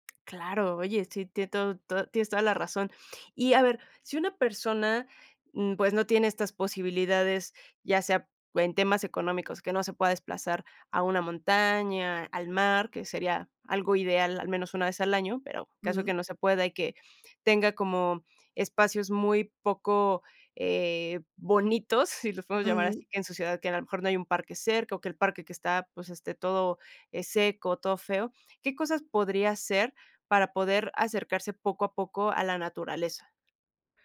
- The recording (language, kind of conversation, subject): Spanish, podcast, ¿Qué papel juega la naturaleza en tu salud mental o tu estado de ánimo?
- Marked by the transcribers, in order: tapping